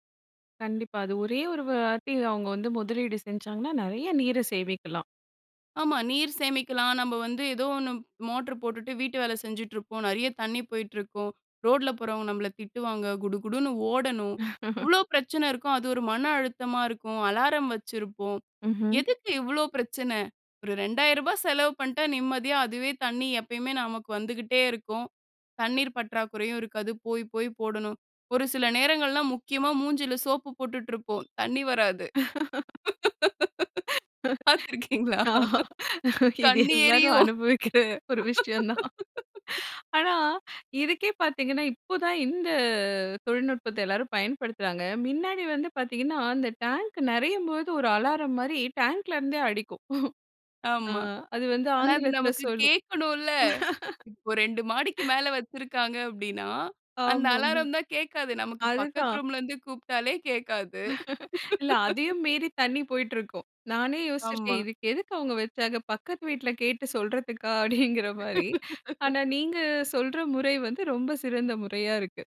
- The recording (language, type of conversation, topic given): Tamil, podcast, வீட்டில் நீரைச் சேமிக்க எளிய வழிகளை நீங்கள் பரிந்துரைக்க முடியுமா?
- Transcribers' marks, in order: drawn out: "வாட்டி"; laugh; laugh; laughing while speaking: "ஆ இது எல்லாரும் அனுபவிக்கிற ஒரு விஷயம் தான். ஆனா, இதுக்கே பார்த்தீங்கன்னா"; other background noise; laughing while speaking: "பாத்திருக்கீங்களா? கண்ணு எரியும்"; chuckle; laugh; laugh; laugh; laughing while speaking: "அப்படீங்கிறமாரி"